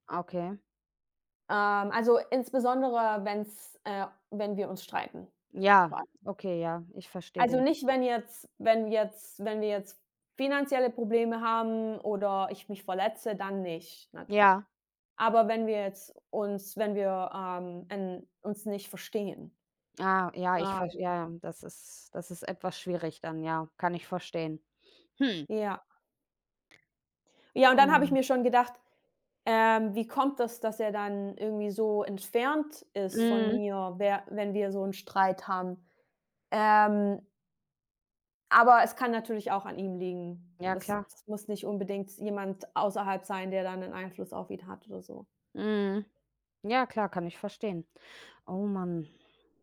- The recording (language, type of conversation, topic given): German, unstructured, Wie kann man Vertrauen in einer Beziehung aufbauen?
- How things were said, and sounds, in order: stressed: "Ja"